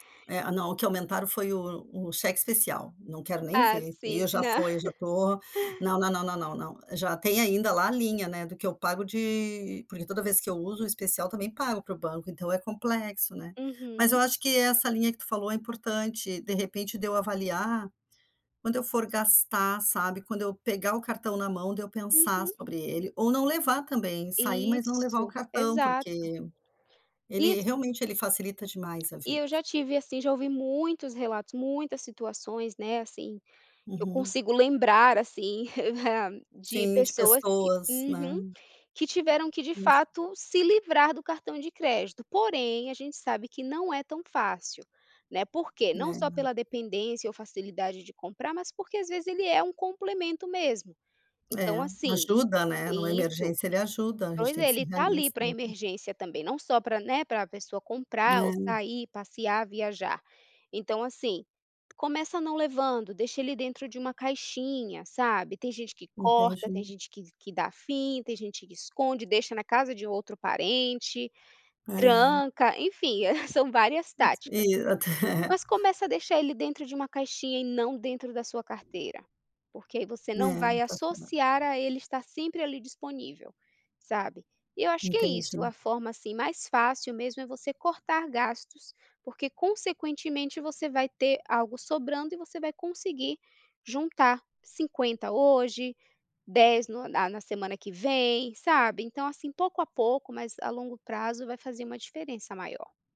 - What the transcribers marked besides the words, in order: chuckle; tapping; other background noise; chuckle; chuckle; laughing while speaking: "até"
- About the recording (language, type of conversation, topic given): Portuguese, advice, Como posso criar um fundo de emergência para lidar com imprevistos?